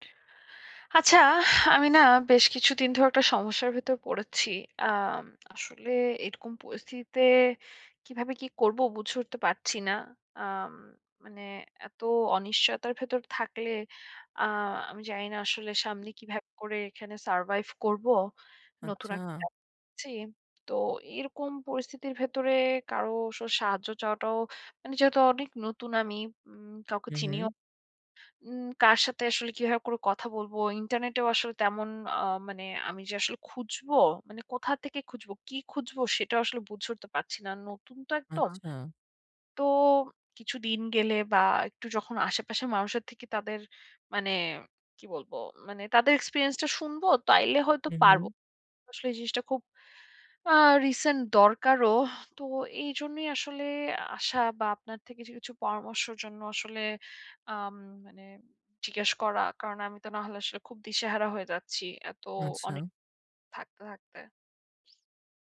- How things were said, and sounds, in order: tapping; other background noise
- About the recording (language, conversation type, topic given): Bengali, advice, স্বাস্থ্যবীমা ও চিকিৎসা নিবন্ধন